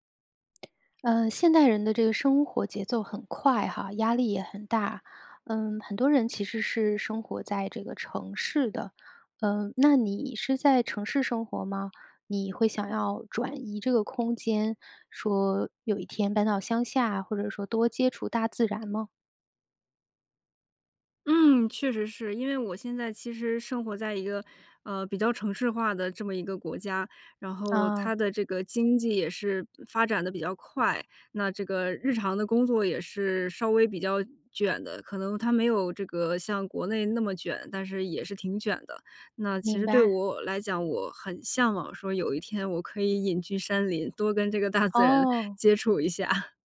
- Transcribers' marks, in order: other background noise; laughing while speaking: "大自然"; laughing while speaking: "一下"
- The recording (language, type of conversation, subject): Chinese, podcast, 大自然曾经教会过你哪些重要的人生道理？